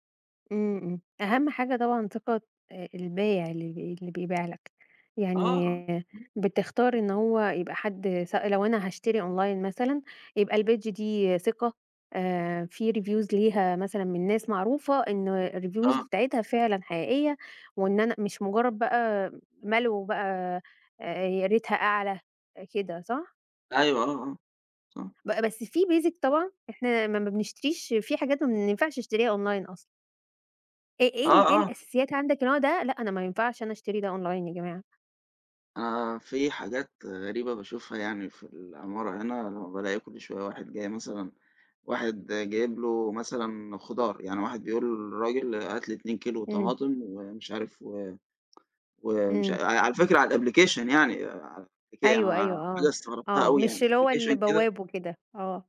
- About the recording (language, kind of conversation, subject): Arabic, podcast, بتفضل تشتري أونلاين ولا من السوق؟ وليه؟
- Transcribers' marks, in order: in English: "أونلاين"; in English: "الpage"; in English: "reviews"; in English: "الreviews"; in English: "ريتها"; in English: "Basic"; in English: "أونلاين"; in English: "أونلاين"; in English: "الأبليكيشن"; in English: "أبليكيشن"